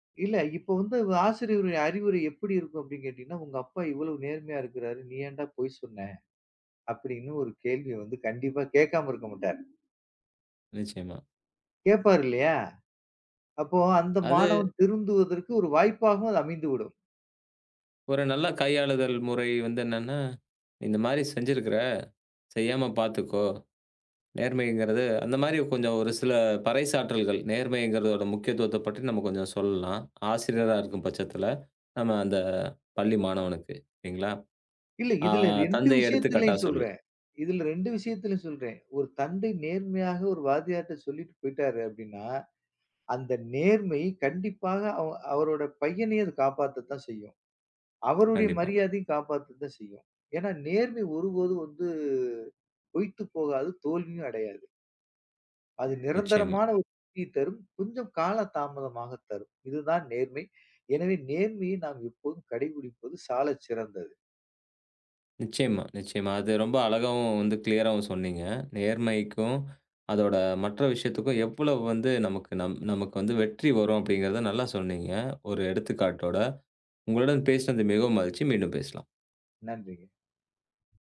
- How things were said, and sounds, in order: unintelligible speech; in English: "க்ளியராவும்"
- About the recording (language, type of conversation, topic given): Tamil, podcast, நேர்மை நம்பிக்கையை உருவாக்குவதில் எவ்வளவு முக்கியம்?